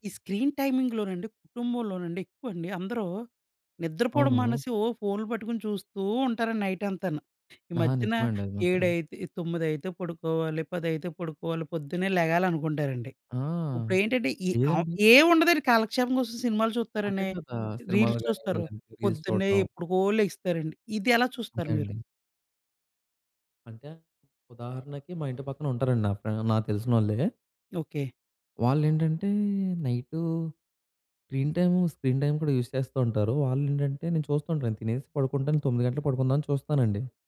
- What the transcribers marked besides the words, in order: in English: "స్క్రీన్"; tapping; other background noise; in English: "రీల్స్"; in English: "రీల్స్"; in English: "స్క్రీన్ టైమ్, స్క్రీన్ టైమ్"; in English: "యూజ్"
- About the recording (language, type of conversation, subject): Telugu, podcast, స్క్రీన్ టైమ్‌కు కుటుంబ రూల్స్ ఎలా పెట్టాలి?